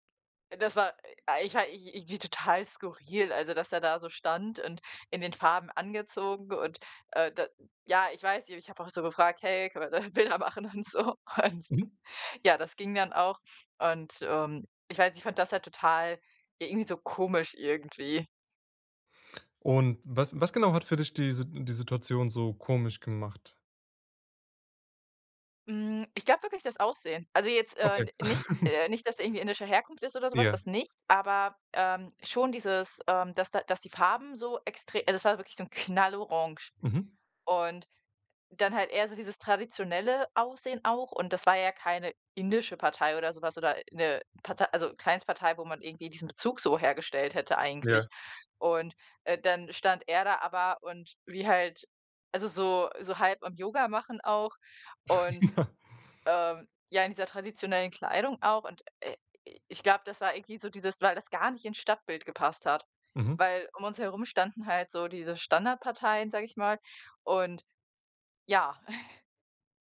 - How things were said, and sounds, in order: laughing while speaking: "Bilder machen und so? Und"; chuckle; chuckle; chuckle
- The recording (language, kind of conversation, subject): German, podcast, Was war deine ungewöhnlichste Begegnung auf Reisen?